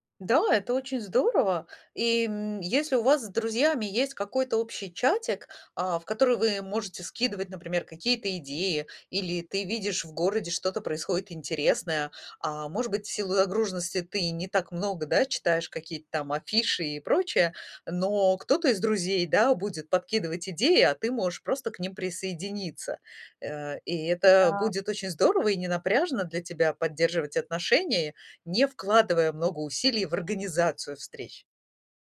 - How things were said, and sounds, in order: none
- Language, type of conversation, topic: Russian, advice, Как заводить новые знакомства и развивать отношения, если у меня мало времени и энергии?